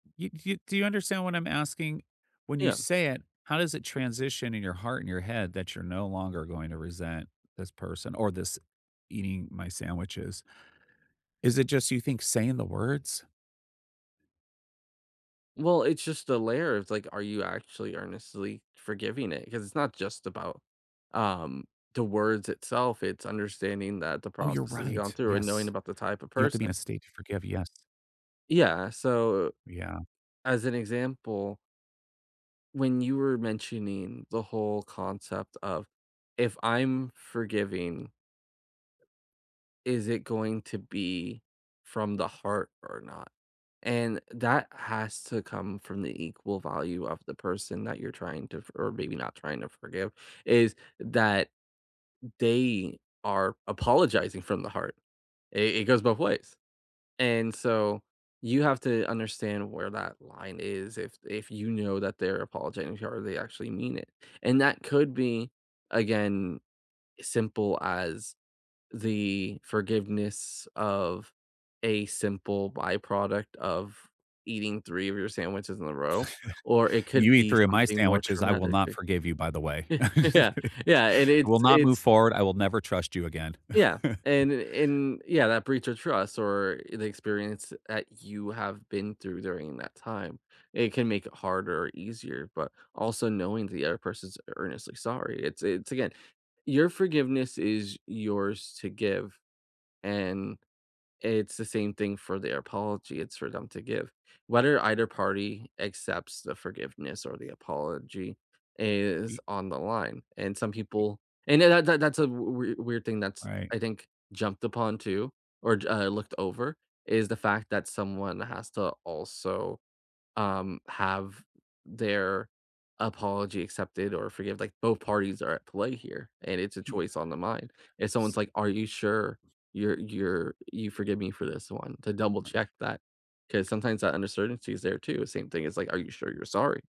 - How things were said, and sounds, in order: tapping; chuckle; chuckle; laugh; chuckle; other background noise
- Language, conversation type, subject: English, unstructured, How do you decide when to forgive someone?
- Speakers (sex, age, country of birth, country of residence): male, 30-34, United States, United States; male, 50-54, United States, United States